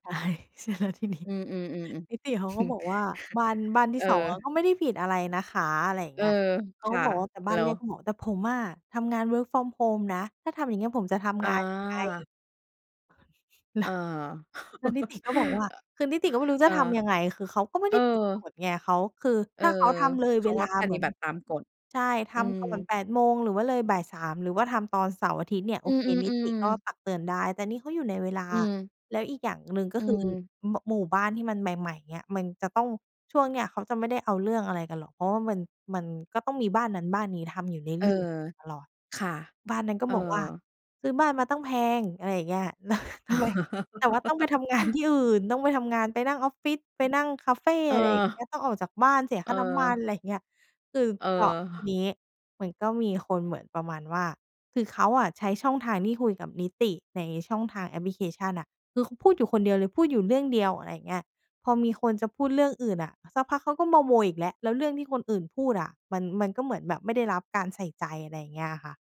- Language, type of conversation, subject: Thai, podcast, เมื่อเกิดความขัดแย้งในชุมชน เราควรเริ่มต้นพูดคุยกันอย่างไรก่อนดี?
- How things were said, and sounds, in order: laughing while speaking: "ใช่ ใช่แล้วทีนี้"; chuckle; in English: "work from home"; laughing while speaking: "แล้ว"; chuckle; other noise; laughing while speaking: "แล้ว ทำไง ?"; other background noise; giggle